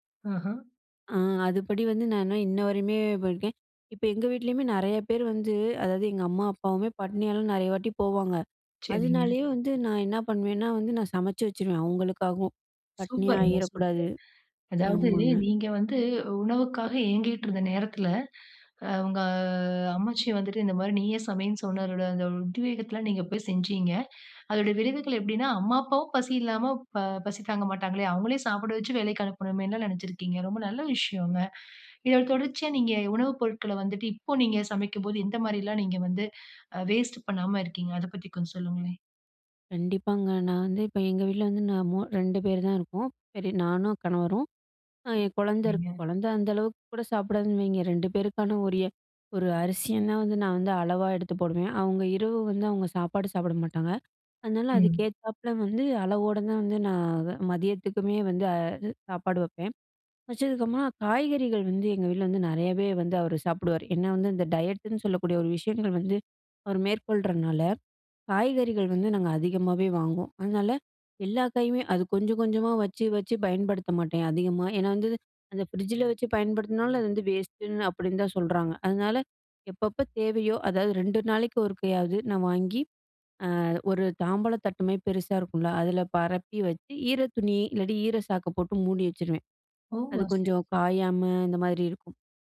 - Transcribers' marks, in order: drawn out: "உங்க"; in English: "வேஸ்ட்"; in English: "டயட்டு"; "கொஞ்சமாக" said as "கொஞ்சமா"; in English: "வேஸ்ட்டு"
- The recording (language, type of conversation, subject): Tamil, podcast, வீடுகளில் உணவுப் பொருள் வீணாக்கத்தை குறைக்க எளிய வழிகள் என்ன?